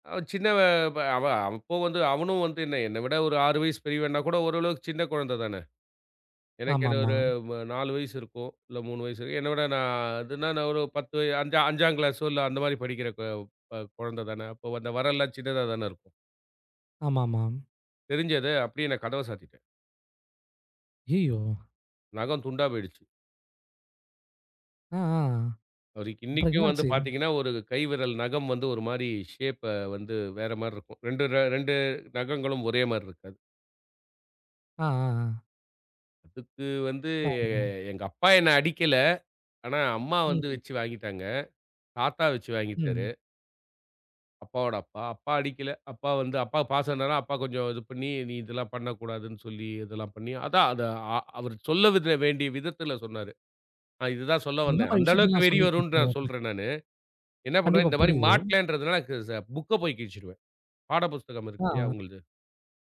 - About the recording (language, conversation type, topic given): Tamil, podcast, தந்தையின் அறிவுரை மற்றும் உன் உள்ளத்தின் குரல் மோதும் போது நீ என்ன செய்வாய்?
- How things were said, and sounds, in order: in English: "ஷேப்ப"; drawn out: "வந்து"; unintelligible speech; other background noise; unintelligible speech